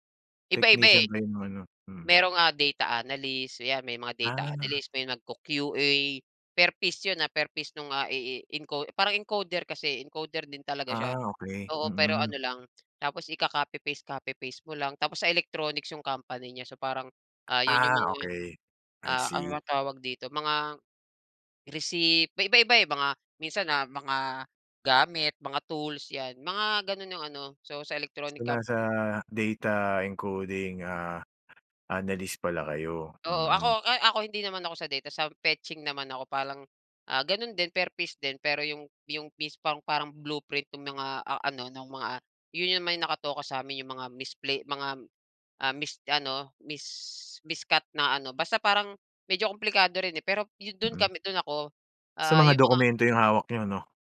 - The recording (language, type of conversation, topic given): Filipino, podcast, Paano mo pinangangalagaan ang oras para sa pamilya at sa trabaho?
- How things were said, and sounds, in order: other background noise